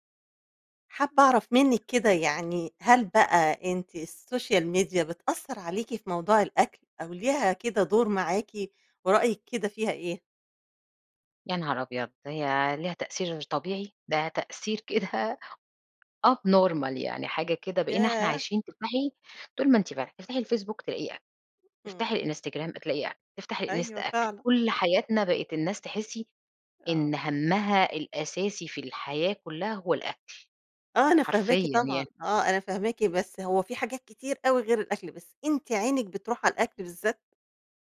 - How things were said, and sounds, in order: in English: "السوشيال ميديا"; laughing while speaking: "كده"; in English: "up normal"; chuckle
- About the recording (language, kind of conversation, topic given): Arabic, podcast, إيه رأيك في تأثير السوشيال ميديا على عادات الأكل؟